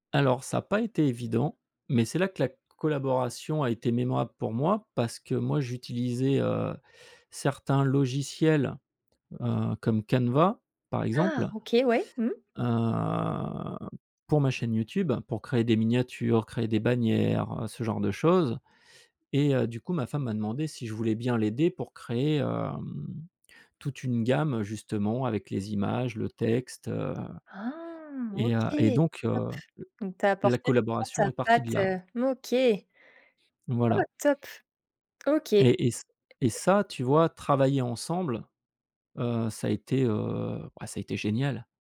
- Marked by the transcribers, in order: drawn out: "heu"; other background noise
- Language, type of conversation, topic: French, podcast, Peux-tu nous raconter une collaboration créative mémorable ?